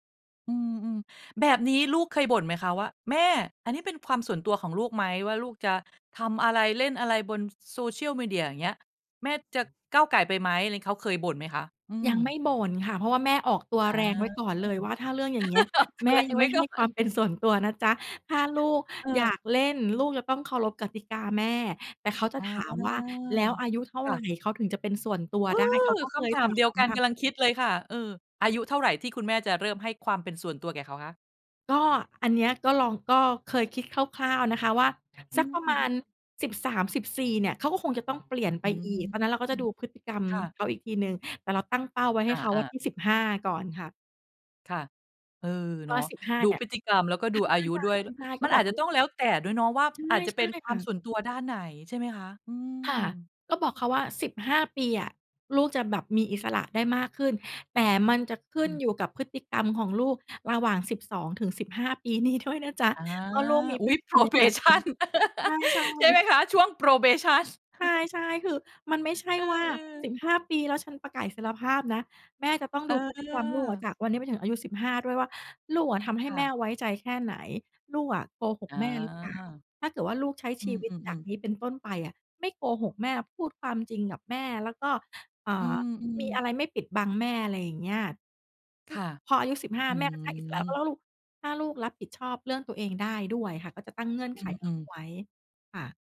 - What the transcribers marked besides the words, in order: other background noise; chuckle; laughing while speaking: "ออกตัวแรงไว้ก่อน"; drawn out: "อา"; laughing while speaking: "probation"; in English: "probation"; chuckle; in English: "probation"; chuckle
- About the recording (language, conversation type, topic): Thai, podcast, มีเทคนิคอะไรบ้างที่จะช่วยเพิ่มความเป็นส่วนตัวในบ้าน?